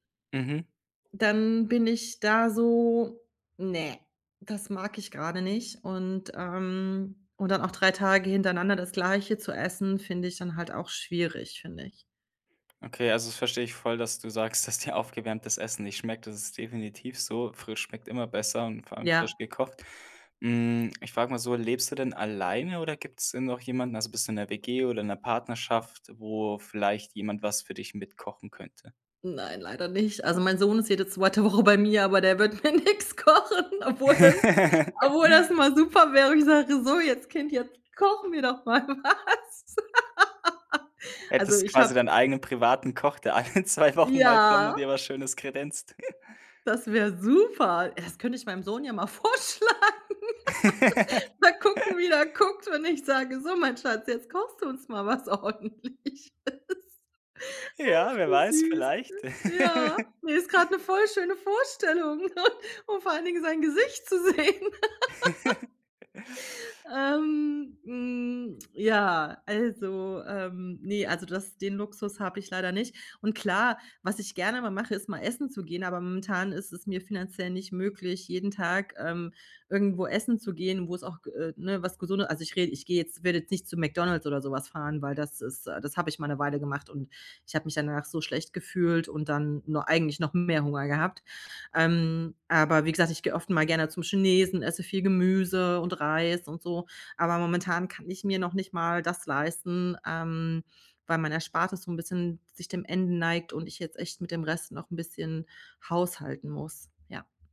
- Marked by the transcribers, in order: laughing while speaking: "dass dir"; laughing while speaking: "zweite Woche"; laugh; laughing while speaking: "nix kochen, obwohl das"; laughing while speaking: "mal was"; laugh; joyful: "Hättest quasi deinen eigenen privaten Koch, der"; laughing while speaking: "alle zwei Wochen mal kommt und dir was Schönes kredenzt"; laughing while speaking: "ja"; laugh; joyful: "Das wäre super"; laugh; laughing while speaking: "vorschlagen"; laugh; laughing while speaking: "ordentliches"; laugh; chuckle; laugh
- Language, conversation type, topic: German, advice, Wie kann ich nach der Arbeit trotz Müdigkeit gesunde Mahlzeiten planen, ohne überfordert zu sein?